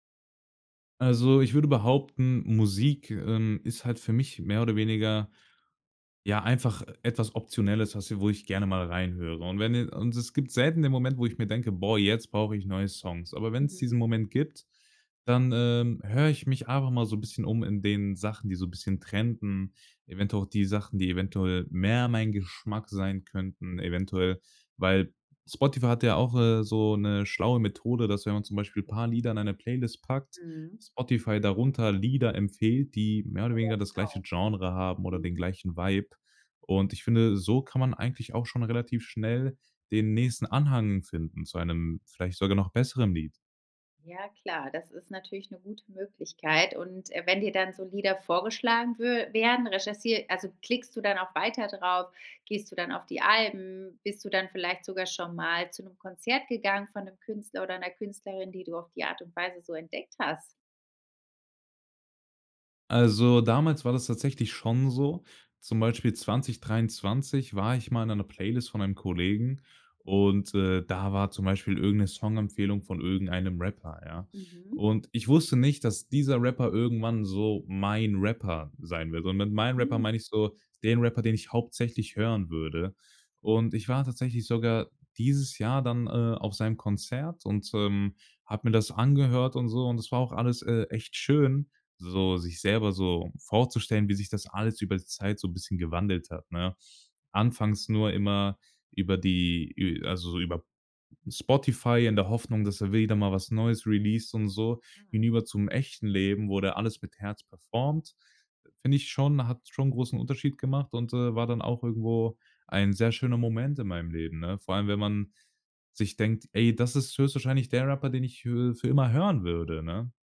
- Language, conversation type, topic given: German, podcast, Wie haben soziale Medien die Art verändert, wie du neue Musik entdeckst?
- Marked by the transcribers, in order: stressed: "mein"; surprised: "Hm"